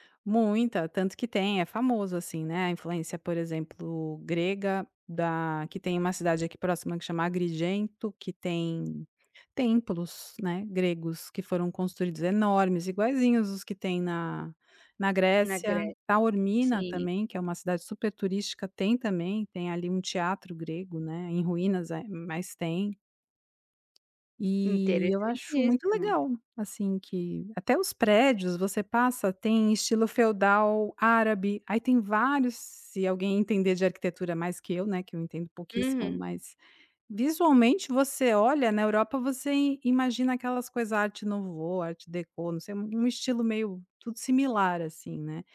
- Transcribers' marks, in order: none
- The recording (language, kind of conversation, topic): Portuguese, podcast, Como a cidade onde você mora reflete a diversidade cultural?